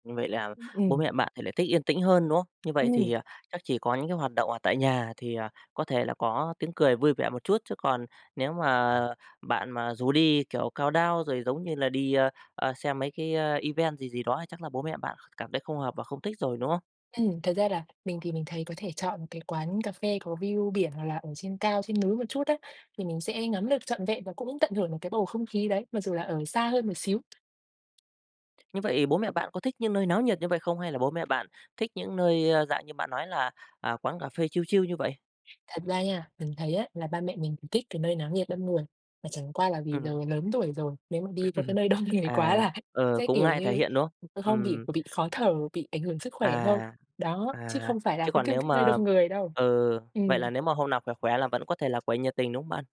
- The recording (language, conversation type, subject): Vietnamese, podcast, Làm thế nào để tạo không khí vui vẻ trong gia đình?
- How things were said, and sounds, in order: other background noise; tapping; in English: "countdown"; in English: "event"; in English: "chill, chill"; chuckle; laughing while speaking: "đông người quá là"; other noise